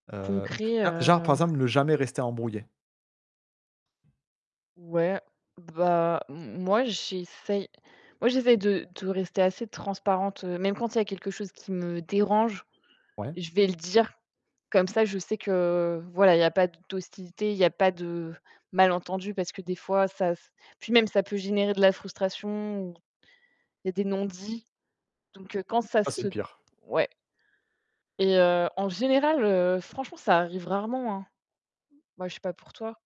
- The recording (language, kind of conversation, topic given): French, unstructured, Quel est le secret d’une amitié qui dure longtemps ?
- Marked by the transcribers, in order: distorted speech; other background noise; tapping